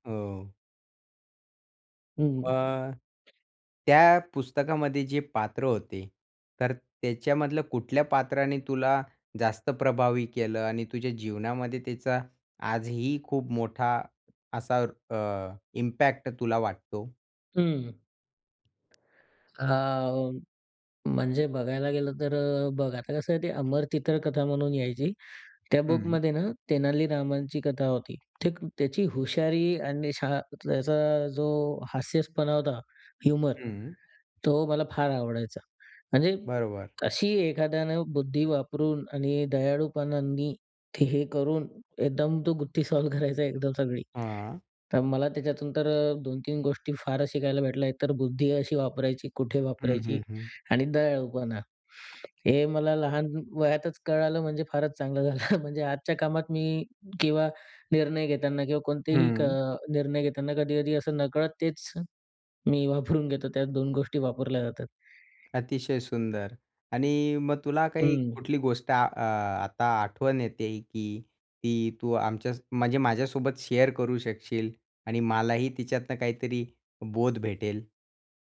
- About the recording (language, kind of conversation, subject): Marathi, podcast, बालपणी तुमची आवडती पुस्तके कोणती होती?
- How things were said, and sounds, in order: other noise; in English: "इम्पॅक्ट"; tapping; in English: "ह्युमर"; laughing while speaking: "सॉल्व्ह करायचा एकदम सगळी"; in English: "सॉल्व्ह"; chuckle; chuckle; in English: "शेअर"